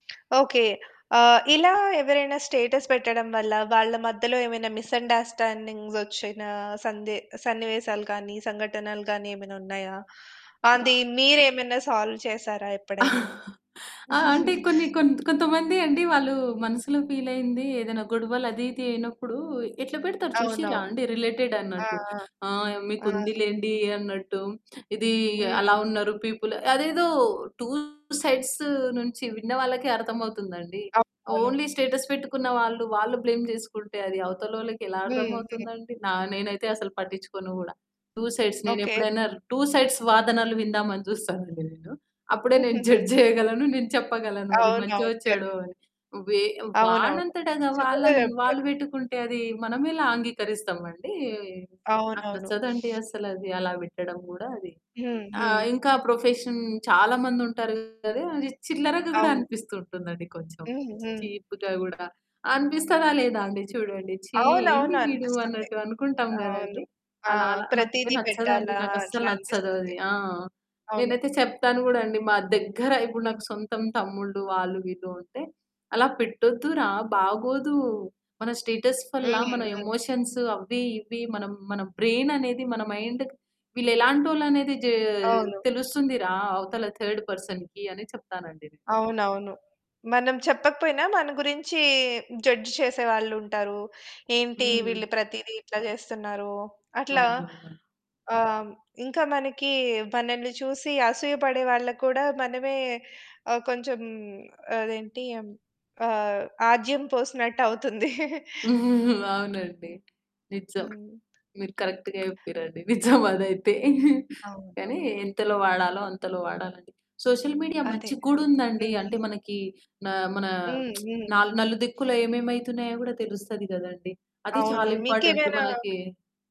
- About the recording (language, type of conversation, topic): Telugu, podcast, సామాజిక మాధ్యమాల వాడకం మీ వ్యక్తిగత జీవితాన్ని ఎలా ప్రభావితం చేసింది?
- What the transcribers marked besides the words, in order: other background noise; in English: "స్టేటస్"; in English: "మిస్‌అండర్‌స్టాండింగ్స్"; in English: "సాల్వ్"; chuckle; mechanical hum; chuckle; in English: "రిలేటెడ్"; distorted speech; in English: "పీపుల్"; in English: "టూ సైడ్స్"; in English: "ఓన్లీ స్టేటస్"; in English: "బ్లేమ్"; in English: "టూ సైడ్స్"; in English: "టూ సైడ్స్"; laughing while speaking: "జడ్జ్ జేయగలను"; in English: "జడ్జ్ జేయగలను"; in English: "కరెక్ట్"; in English: "ప్రొఫెషన్"; in English: "చీప్‌గా"; stressed: "దగ్గర"; in English: "స్టేటస్"; in English: "ఎమోషన్స్"; in English: "బ్రెయిన్"; in English: "మైండ్"; in English: "థర్డ్ పర్సన్‌కి"; in English: "జడ్జ్"; chuckle; in English: "కరెక్ట్‌గా"; laughing while speaking: "నిజం అదైతే"; in English: "సోషల్ మీడియా"; lip smack; in English: "ఇంపార్టెంట్"